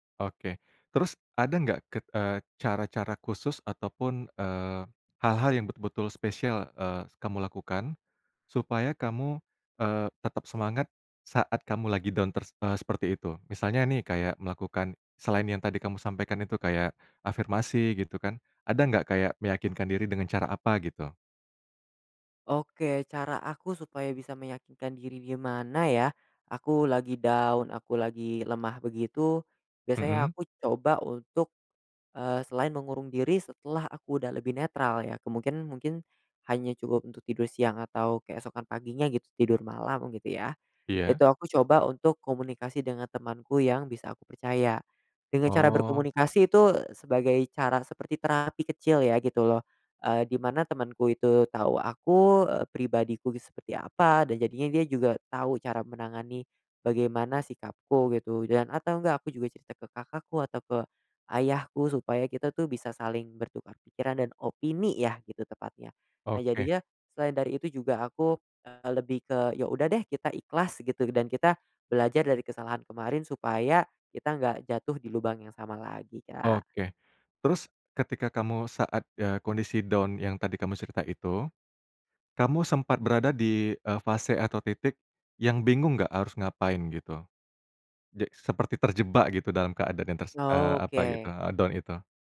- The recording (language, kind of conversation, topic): Indonesian, podcast, Bagaimana cara Anda belajar dari kegagalan tanpa menyalahkan diri sendiri?
- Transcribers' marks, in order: in English: "down"; in English: "down"; in English: "down"